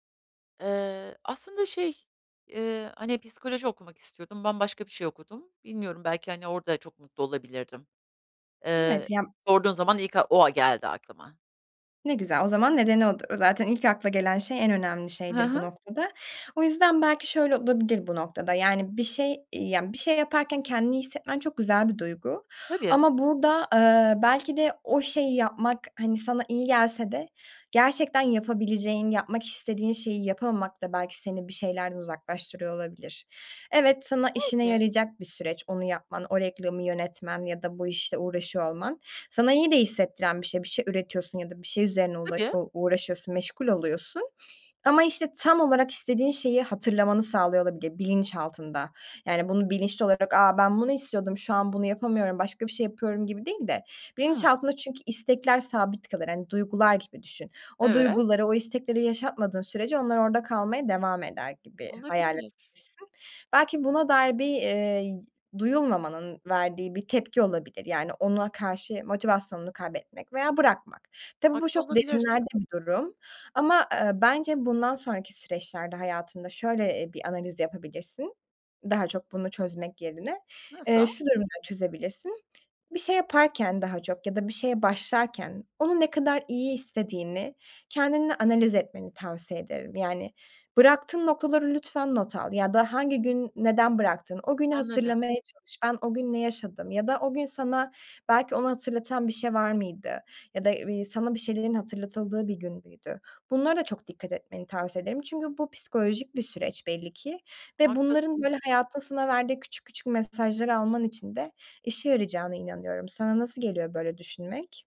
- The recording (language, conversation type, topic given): Turkish, advice, Bir projeye başlıyorum ama bitiremiyorum: bunu nasıl aşabilirim?
- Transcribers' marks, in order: tapping; other background noise